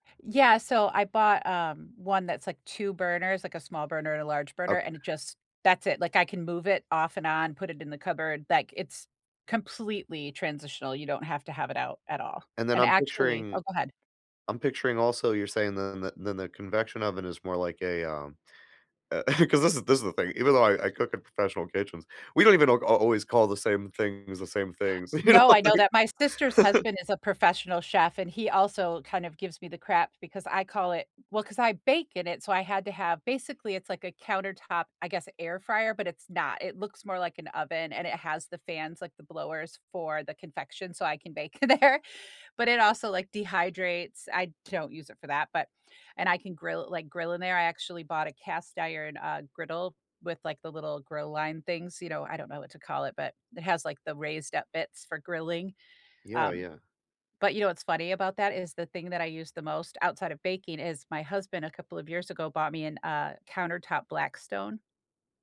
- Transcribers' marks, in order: chuckle; laughing while speaking: "you know, like"; chuckle; laughing while speaking: "in there"
- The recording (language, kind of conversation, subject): English, unstructured, What cozy, budget-friendly home upgrades can help you cook better and relax more?
- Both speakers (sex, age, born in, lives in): female, 45-49, United States, United States; male, 40-44, United States, United States